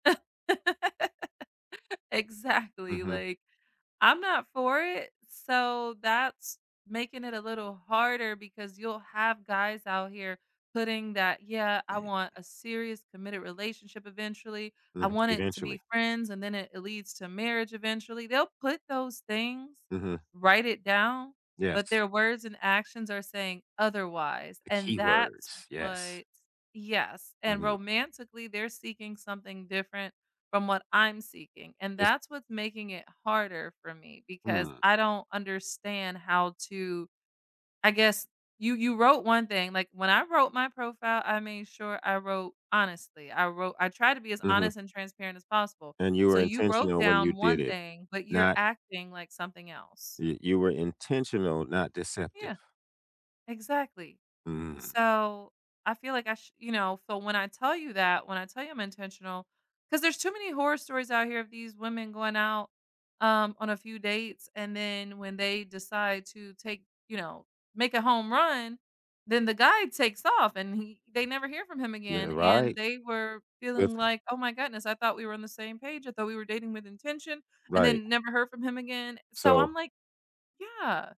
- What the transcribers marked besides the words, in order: laugh; other noise
- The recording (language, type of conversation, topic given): English, unstructured, How do you handle romantic expectations that don’t match your own?